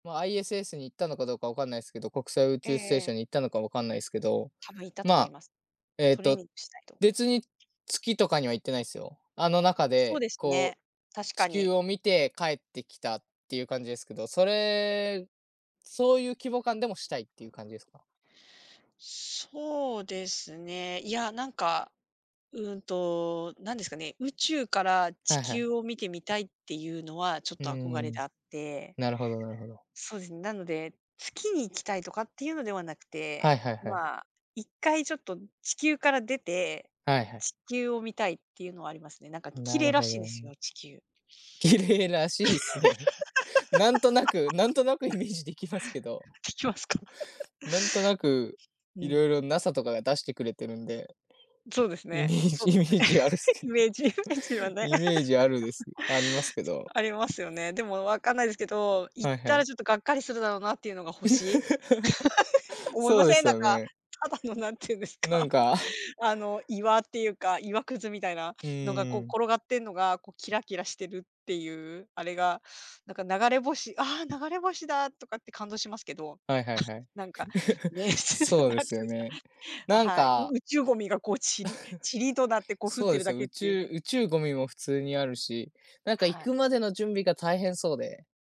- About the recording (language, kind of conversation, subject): Japanese, unstructured, 10年後の自分はどんな人になっていると思いますか？
- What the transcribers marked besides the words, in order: tapping; other background noise; laugh; chuckle; chuckle; chuckle; laugh; chuckle; chuckle; chuckle